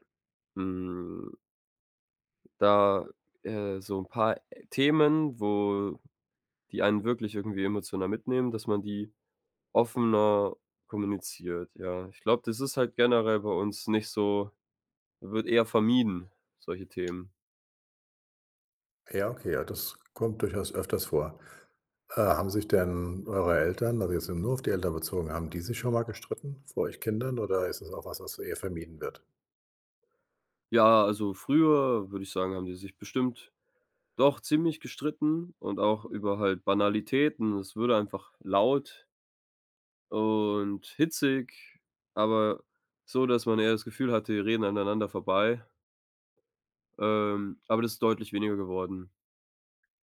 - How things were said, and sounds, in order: drawn out: "hm"; other background noise
- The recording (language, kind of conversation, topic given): German, advice, Wie finden wir heraus, ob unsere emotionalen Bedürfnisse und Kommunikationsstile zueinander passen?